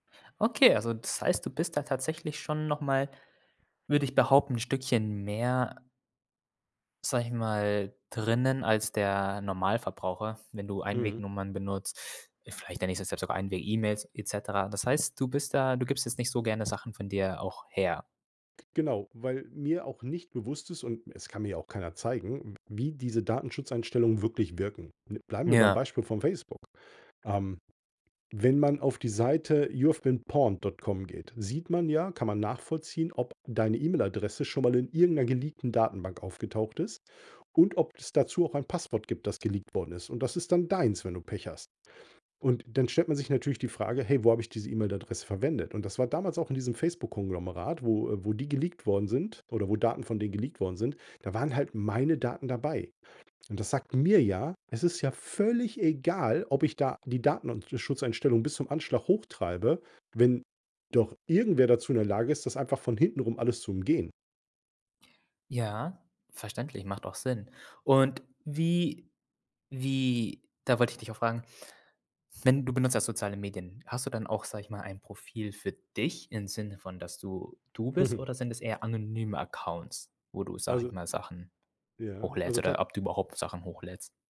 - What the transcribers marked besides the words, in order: other background noise; in English: "youhavebeenpawned.com"; "Datenschutzeinstellungen" said as "Datenenzuschutzeinstellungen"; chuckle
- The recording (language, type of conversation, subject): German, podcast, Wie wichtig sind dir Datenschutz-Einstellungen in sozialen Netzwerken?